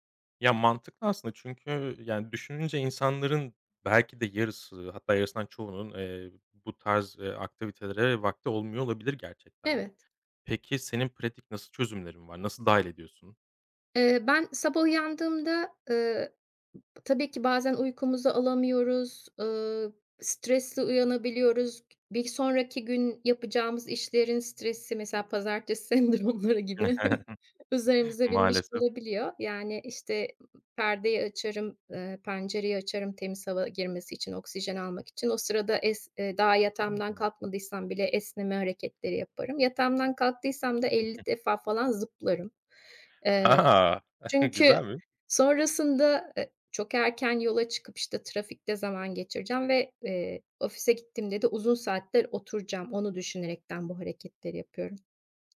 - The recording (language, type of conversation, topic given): Turkish, podcast, Egzersizi günlük rutine dahil etmenin kolay yolları nelerdir?
- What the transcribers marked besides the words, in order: other background noise; tapping; laughing while speaking: "sendromları gibi"; chuckle; giggle; unintelligible speech; unintelligible speech; laughing while speaking: "A!"; chuckle; "düşünerek" said as "düşünerekten"